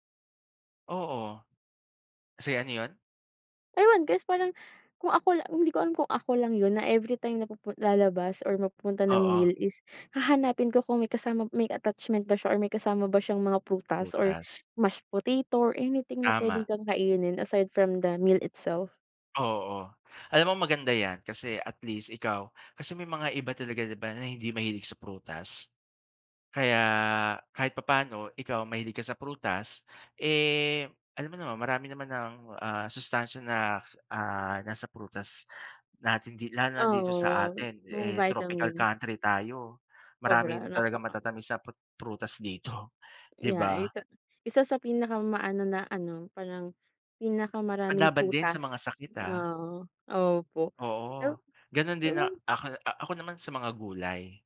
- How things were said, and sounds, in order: in English: "attachment"; in English: "mashed potato"; in English: "aside from the meal itself"; "ang" said as "ng"; in English: "tropical country"; unintelligible speech
- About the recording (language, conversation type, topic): Filipino, unstructured, Paano mo pinoprotektahan ang sarili mo laban sa mga sakit?